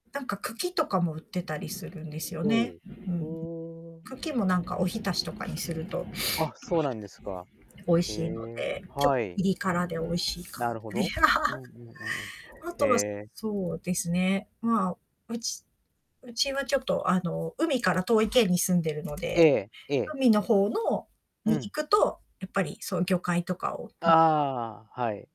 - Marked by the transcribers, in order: other background noise; laugh
- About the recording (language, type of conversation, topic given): Japanese, podcast, 普段、直売所や農産物直売市を利用していますか？